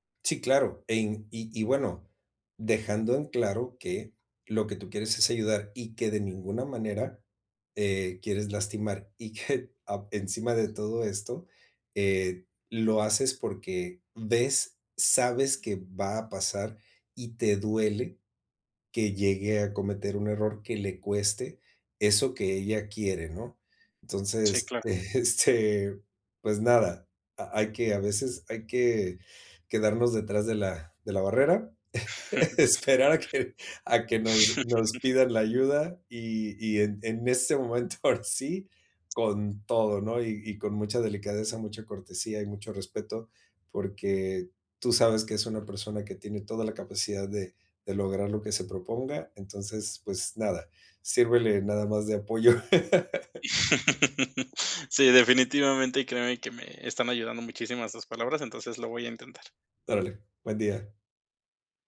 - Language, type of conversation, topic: Spanish, advice, ¿Cómo puedo equilibrar de manera efectiva los elogios y las críticas?
- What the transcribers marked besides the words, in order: alarm; laughing while speaking: "que"; laughing while speaking: "este"; laughing while speaking: "esperar a que a que nos nos"; chuckle; other background noise; chuckle; chuckle; laugh